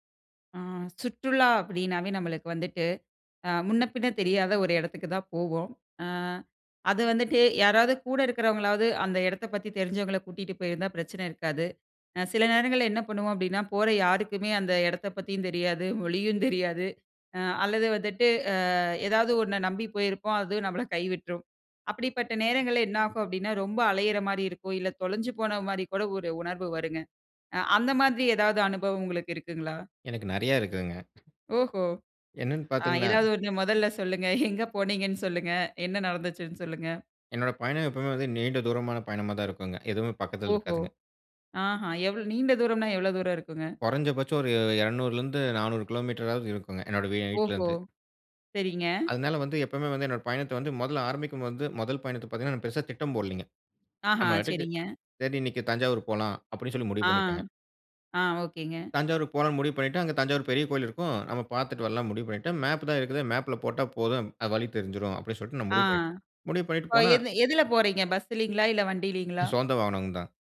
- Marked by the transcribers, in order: other background noise; other noise; laughing while speaking: "எங்க போனீங்கனு சொல்லுங்க?"
- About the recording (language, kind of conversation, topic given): Tamil, podcast, சுற்றுலாவின் போது வழி தவறி அலைந்த ஒரு சம்பவத்தைப் பகிர முடியுமா?